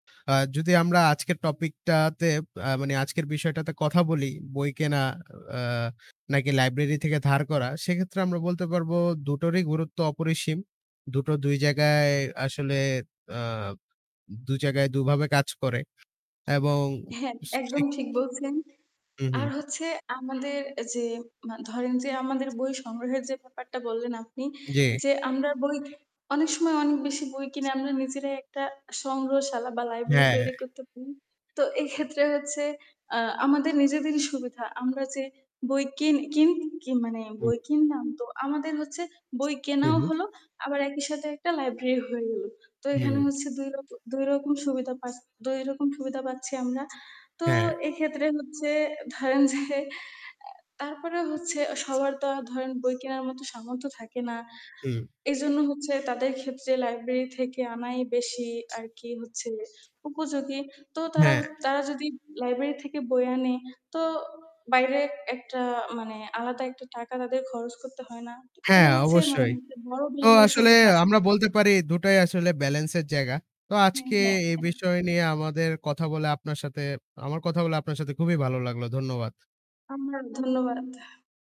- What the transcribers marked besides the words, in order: static; other background noise; unintelligible speech; distorted speech; laughing while speaking: "ধরেন যে"; tapping; unintelligible speech
- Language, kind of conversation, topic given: Bengali, unstructured, আপনি কীভাবে ঠিক করেন বই কিনবেন, নাকি গ্রন্থাগার থেকে ধার করবেন?